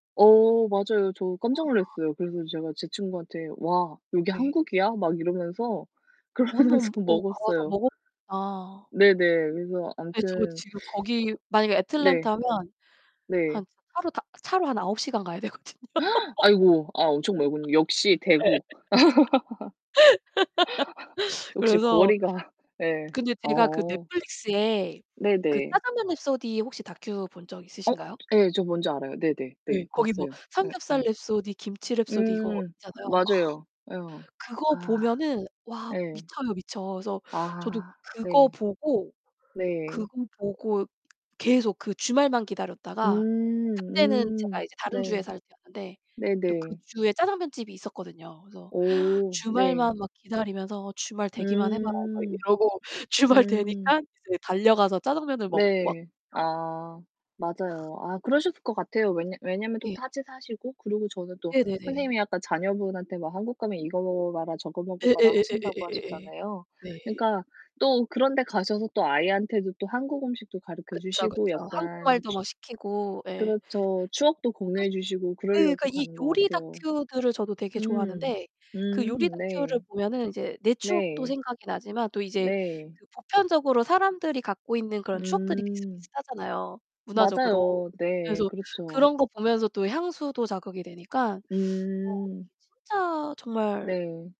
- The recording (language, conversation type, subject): Korean, unstructured, 음식을 먹으면서 가장 기억에 남는 경험은 무엇인가요?
- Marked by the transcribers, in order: distorted speech; laughing while speaking: "그러면서 먹었어요"; sniff; gasp; laughing while speaking: "가야 되거든요. 예"; laugh; laughing while speaking: "거리가"; other background noise; laughing while speaking: "주말"; other noise; unintelligible speech; tapping